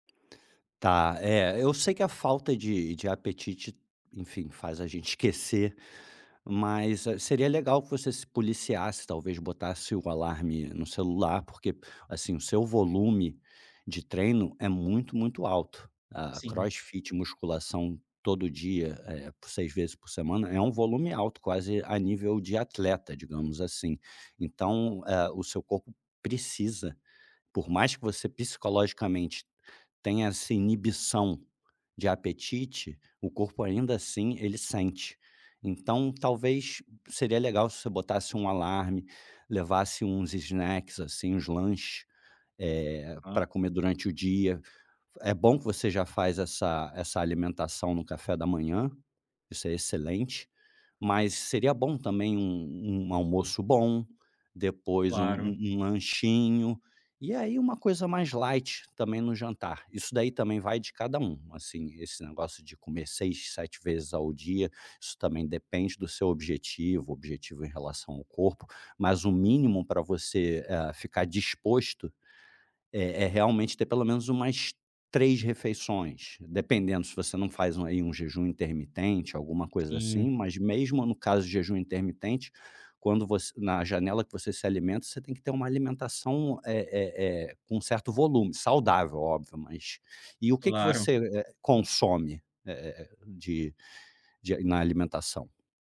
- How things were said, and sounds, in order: in English: "snacks"; in English: "light"
- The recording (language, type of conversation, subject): Portuguese, advice, Como posso manter a rotina de treinos e não desistir depois de poucas semanas?